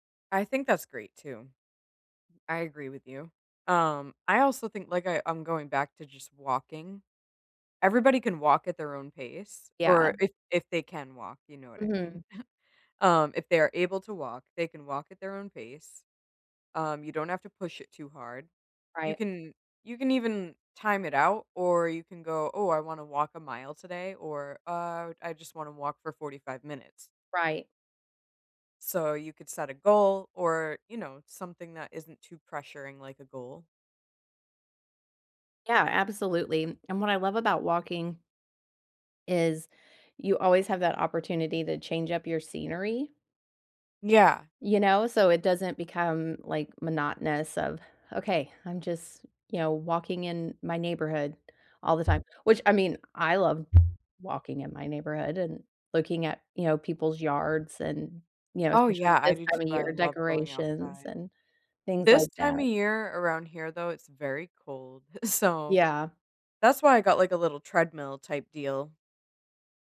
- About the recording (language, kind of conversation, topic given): English, unstructured, How can I make my gym welcoming to people with different abilities?
- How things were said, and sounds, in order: other background noise; chuckle; laughing while speaking: "So"